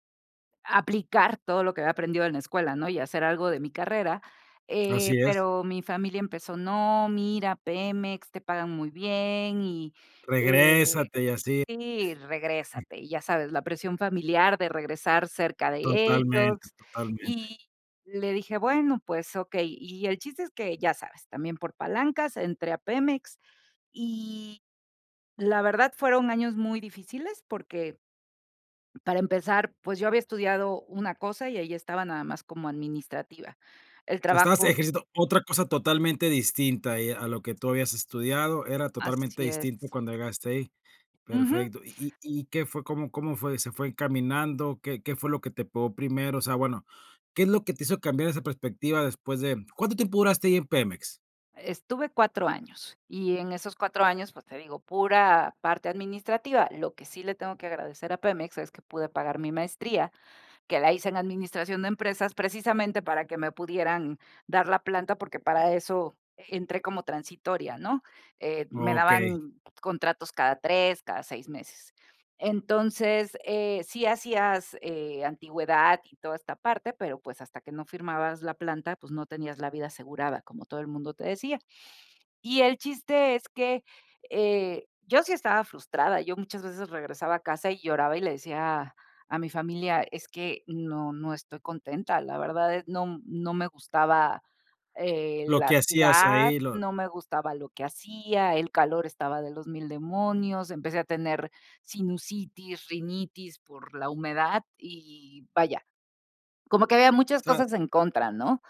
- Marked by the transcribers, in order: other background noise
- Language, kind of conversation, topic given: Spanish, podcast, ¿Cuándo aprendiste a ver el fracaso como una oportunidad?